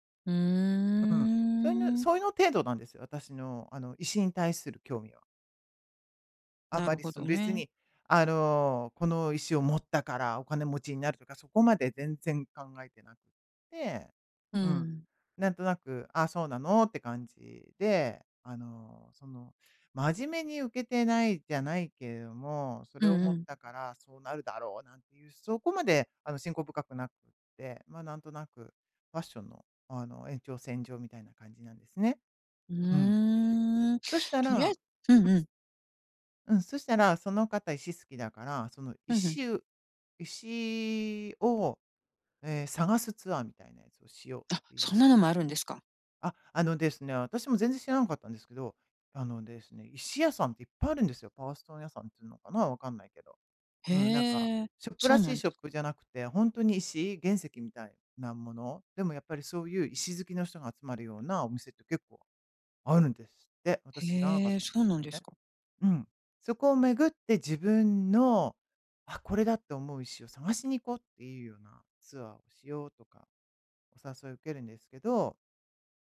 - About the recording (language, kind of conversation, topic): Japanese, advice, 友人の集まりで気まずい雰囲気を避けるにはどうすればいいですか？
- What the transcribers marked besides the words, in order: drawn out: "うーん"; other background noise; tapping